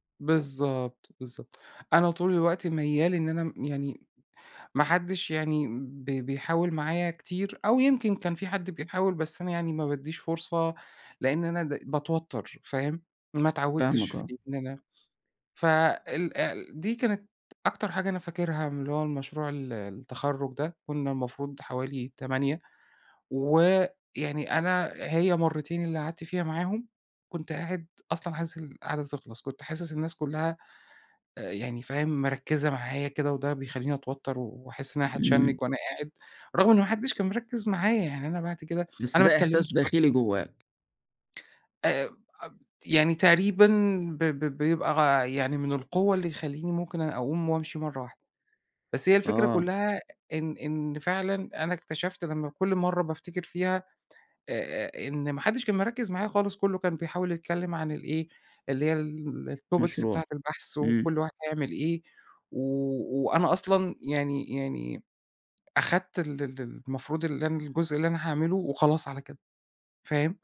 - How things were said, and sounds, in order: unintelligible speech; in English: "الTopics"
- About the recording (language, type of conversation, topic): Arabic, advice, إزاي أقدر أوصف قلقي الاجتماعي وخوفي من التفاعل وسط مجموعات؟